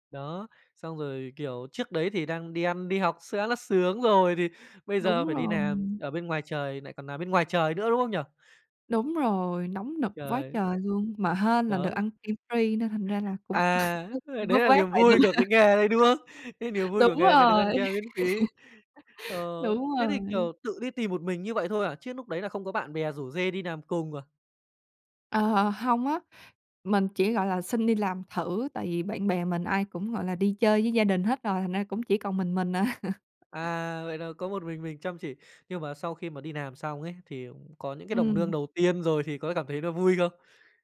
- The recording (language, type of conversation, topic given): Vietnamese, podcast, Lần đầu tiên bạn đi làm như thế nào?
- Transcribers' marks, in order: "làm" said as "nàm"; other background noise; tapping; laugh; laugh; "làm" said as "nàm"; laughing while speaking: "à"; "làm" said as "nàm"